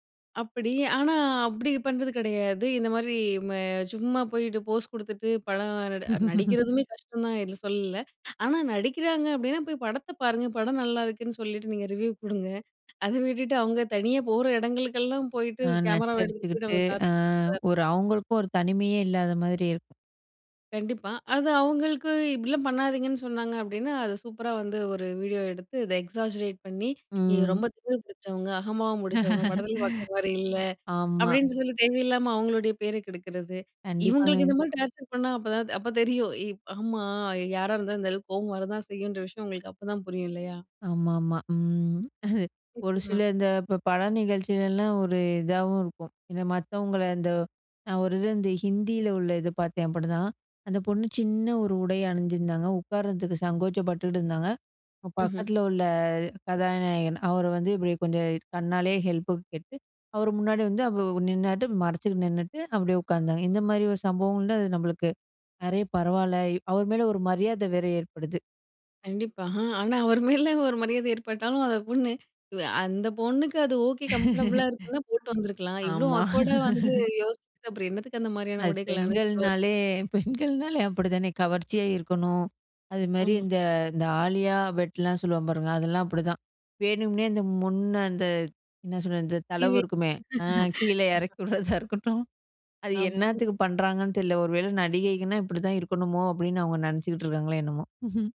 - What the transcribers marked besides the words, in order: laugh; other background noise; in English: "ரிவ்யூ"; in English: "டார்ச்சர்"; in English: "வீடியோ"; in English: "எக்ஸாஜரேட்"; laugh; in English: "டார்ச்சர்"; other street noise; in English: "ஹெல்ப்புக்கு"; laughing while speaking: "அவரு மேலே ஒரு மரியாதை ஏற்பட்டாலும் … இருக்குன்னா, போட்டு வந்துருக்கலாம்"; in English: "கம்ஃபர்டபுளா"; laughing while speaking: "ஆமா"; in English: "ஆக்வேர்டா"; laughing while speaking: "அது பெண்கள்னாலே பெண்கள்னாலே அப்பிடி தானே! கவர்ச்சியா இருக்கணும்"; laughing while speaking: "அ கீழே இறக்கி விடுறதா இருக்கட்டும்"; unintelligible speech; laugh; chuckle
- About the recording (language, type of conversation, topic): Tamil, podcast, ஒரு நடிகர் சமூக ஊடகத்தில் (இன்ஸ்டாகிராம் போன்றவற்றில்) இடும் பதிவுகள், ஒரு திரைப்படத்தின் வெற்றியை எவ்வாறு பாதிக்கின்றன?